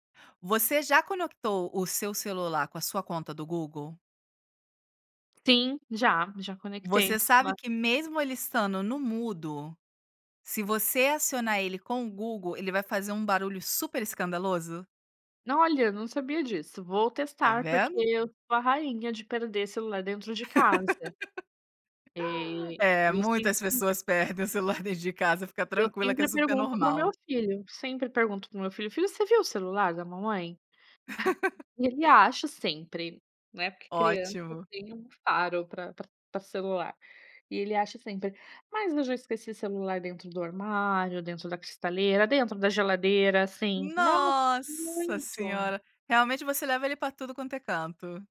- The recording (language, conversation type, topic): Portuguese, podcast, Qual é a sua relação com as redes sociais hoje em dia?
- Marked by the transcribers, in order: laugh; laugh